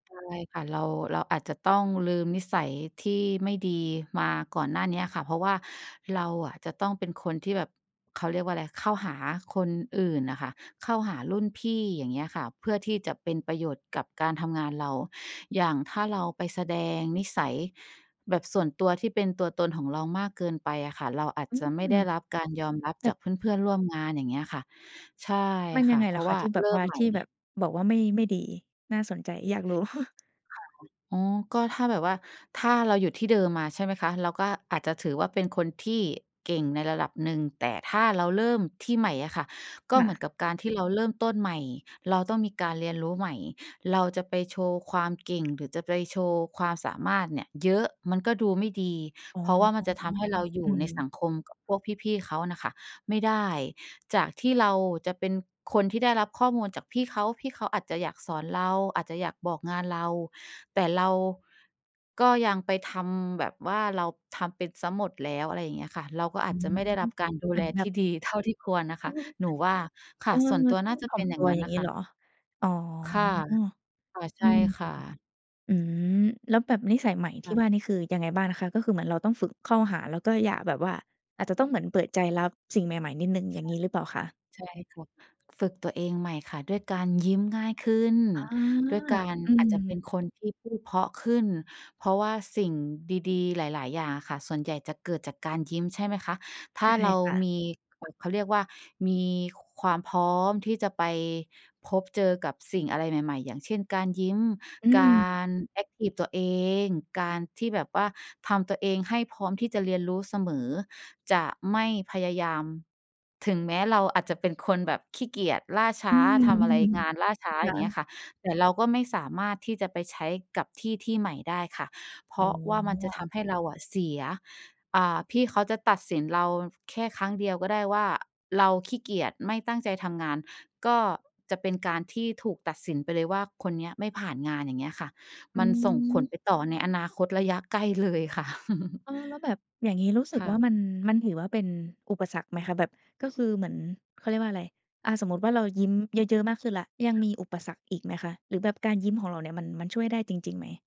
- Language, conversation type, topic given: Thai, podcast, ทำอย่างไรให้รักษานิสัยที่ดีไว้ได้นานๆ?
- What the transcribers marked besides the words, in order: other background noise; chuckle; unintelligible speech; laughing while speaking: "อืม"; laughing while speaking: "เลยค่ะ"; chuckle